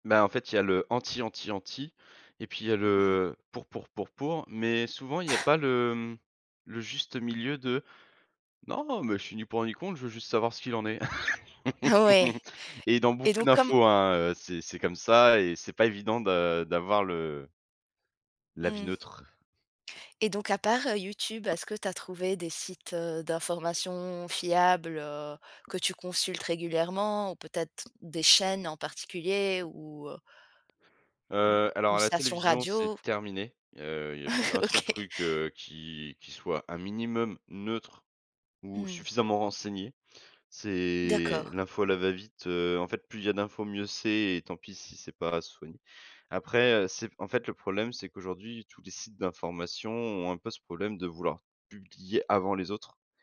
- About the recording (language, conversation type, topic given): French, podcast, Comment choisis-tu des sources d’information fiables ?
- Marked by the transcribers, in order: tapping; chuckle; put-on voice: "non mais je suis ni … qu'il en est"; chuckle; chuckle